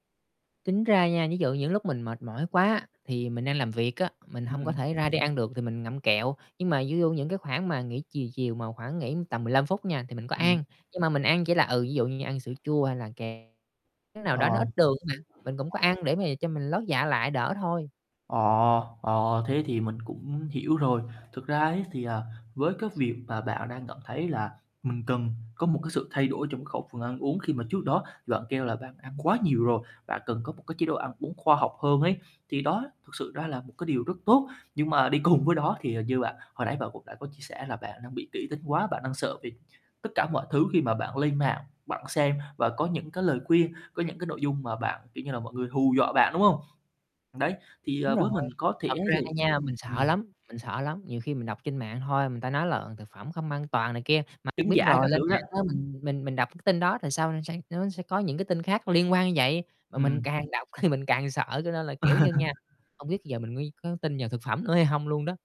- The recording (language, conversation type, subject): Vietnamese, advice, Tôi đang lo lắng về mối quan hệ của mình với đồ ăn và sợ mắc rối loạn ăn uống, tôi nên làm gì?
- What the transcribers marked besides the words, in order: static; distorted speech; other background noise; tapping; laughing while speaking: "cùng với"; chuckle